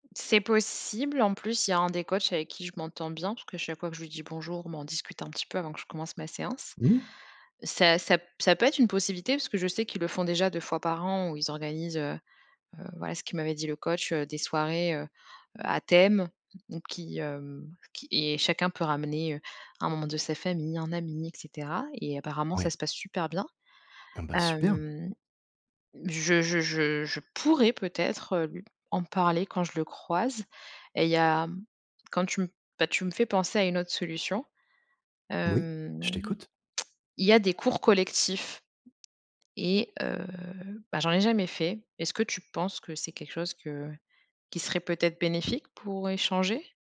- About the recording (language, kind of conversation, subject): French, advice, Comment gérer l’anxiété à la salle de sport liée au regard des autres ?
- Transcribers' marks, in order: stressed: "pourrais"